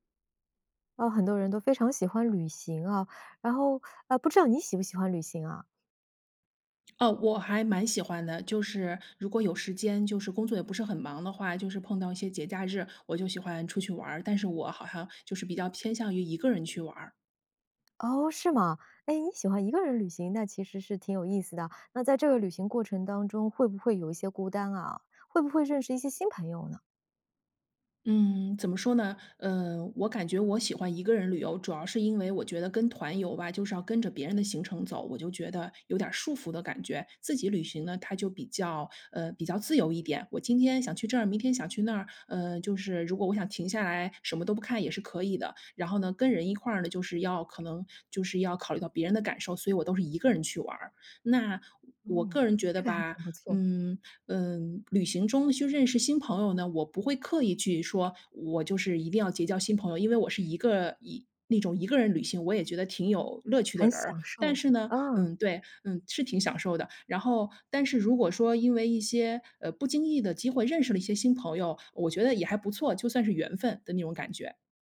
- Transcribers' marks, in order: other background noise
- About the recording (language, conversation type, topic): Chinese, podcast, 一个人旅行时，怎么认识新朋友？